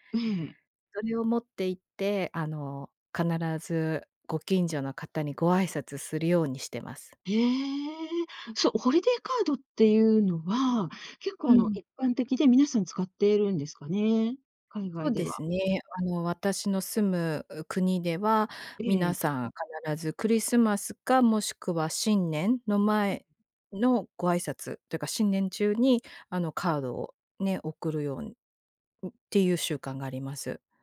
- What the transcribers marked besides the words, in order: in English: "ホリデーカード"
- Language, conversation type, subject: Japanese, podcast, 新しい地域で人とつながるには、どうすればいいですか？